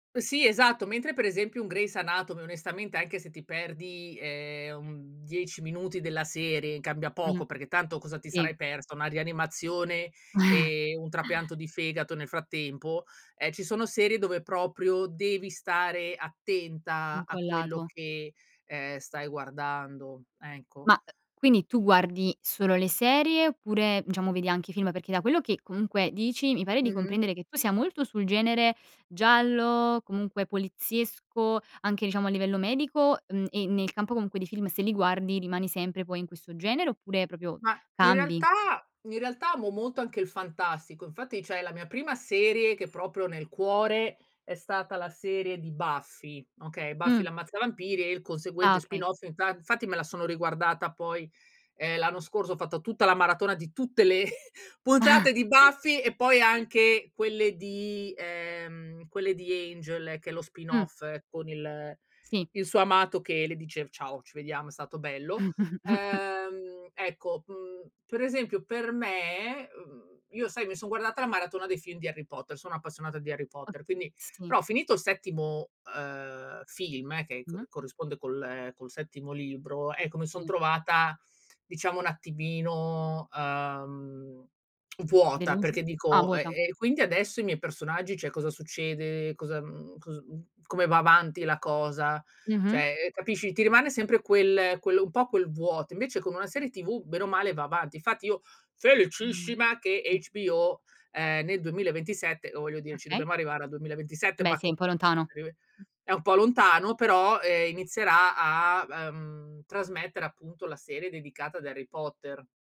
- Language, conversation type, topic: Italian, podcast, Come descriveresti la tua esperienza con la visione in streaming e le maratone di serie o film?
- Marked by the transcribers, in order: chuckle; chuckle; chuckle; "settimo" said as "settibo"; other background noise; unintelligible speech